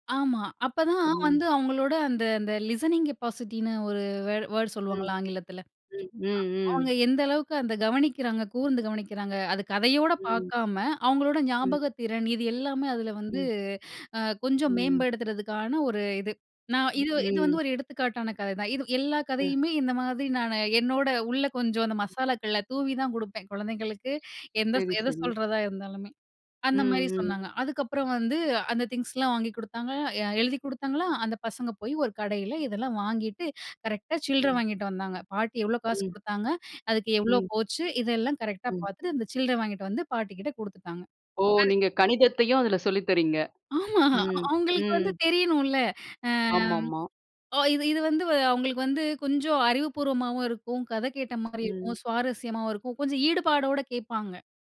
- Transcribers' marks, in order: in English: "லிசனிங் கெப்பாசிட்டின்னு"; in English: "வேர்ட் வேர்ட்"; other background noise; other noise; in English: "திங்ஸ்லாம்"; tapping; laughing while speaking: "ஆமா, அவுங்களுக்கு வந்து தெரியணும்ல!"; drawn out: "ஆ"
- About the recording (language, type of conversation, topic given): Tamil, podcast, ஒரு கதையை இன்னும் சுவாரஸ்யமாக எப்படி சொல்லலாம்?